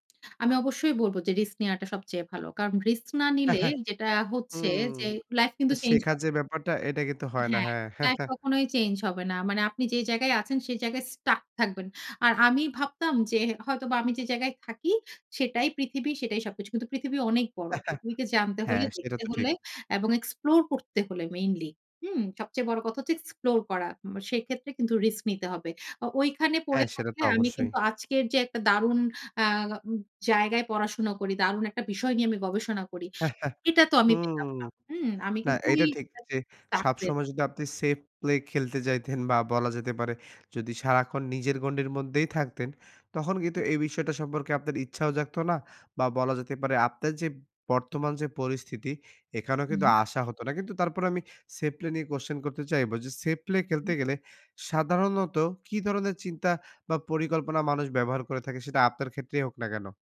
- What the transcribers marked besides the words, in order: chuckle; scoff; in English: "stuck"; chuckle; in English: "explore"; in English: "explore"; tapping; chuckle; in English: "safe play"; unintelligible speech; in English: "stuck"; scoff; in English: "safe play"; in English: "safe play"
- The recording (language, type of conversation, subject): Bengali, podcast, আপনি কখন ঝুঁকি নেবেন, আর কখন নিরাপদ পথ বেছে নেবেন?